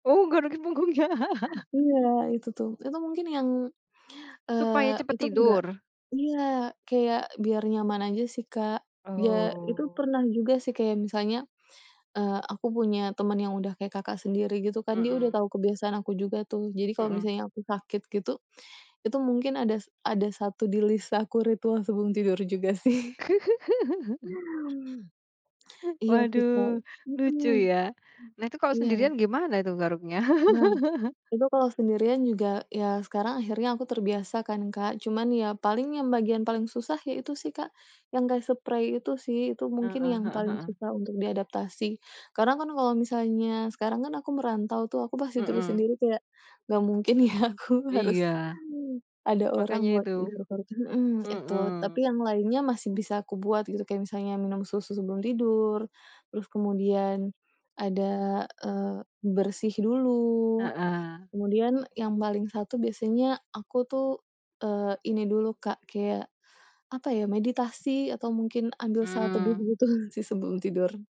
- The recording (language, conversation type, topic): Indonesian, podcast, Apakah ada ritual khusus sebelum tidur di rumah kalian yang selalu dilakukan?
- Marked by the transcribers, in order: laughing while speaking: "garukin punggungnya"; chuckle; tapping; drawn out: "Oh"; laughing while speaking: "sih"; chuckle; other background noise; chuckle; laughing while speaking: "ya aku"; laugh